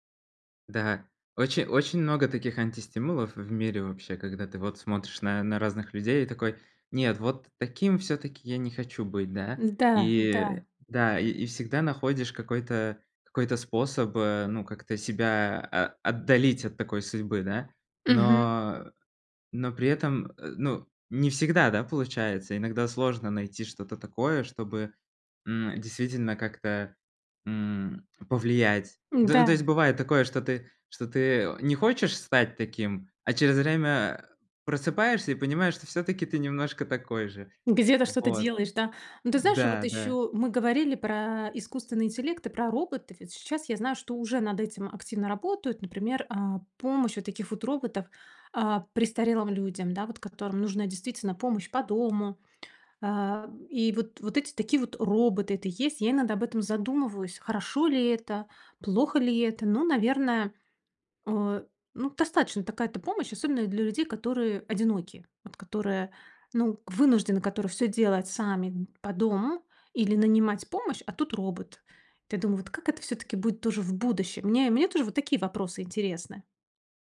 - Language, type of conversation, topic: Russian, advice, Как мне справиться с неопределённостью в быстро меняющемся мире?
- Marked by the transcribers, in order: none